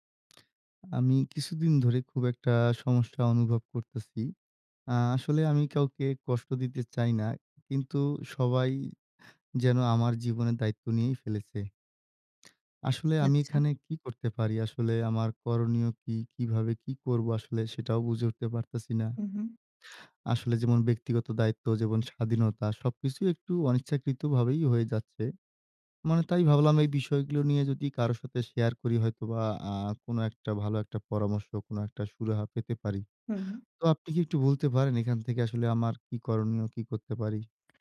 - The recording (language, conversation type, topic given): Bengali, advice, ব্যক্তিগত অনুভূতি ও স্বাধীনতা বজায় রেখে অনিচ্ছাকৃত পরামর্শ কীভাবে বিনয়ের সঙ্গে ফিরিয়ে দিতে পারি?
- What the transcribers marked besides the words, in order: other background noise; "যেমন" said as "জেবন"